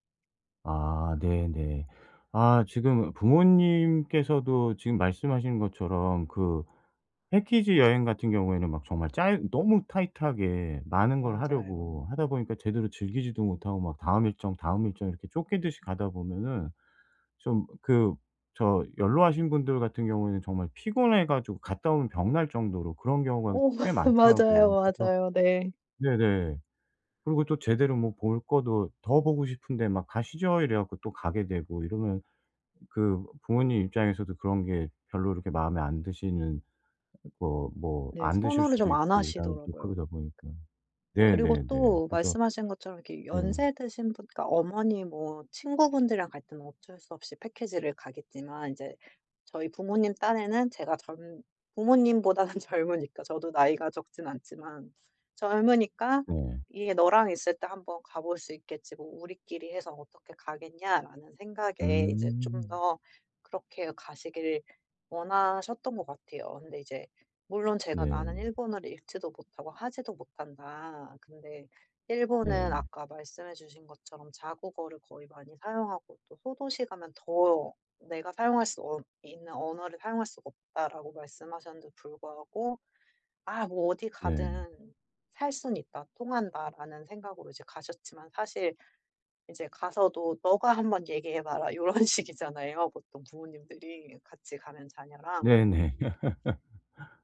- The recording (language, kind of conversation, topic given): Korean, advice, 여행 중 언어 장벽 때문에 소통이 어려울 때는 어떻게 하면 좋을까요?
- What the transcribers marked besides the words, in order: in English: "타이트하게"; laughing while speaking: "맞"; other background noise; laughing while speaking: "부모님보다는"; laughing while speaking: "요런 식이잖아요"; laugh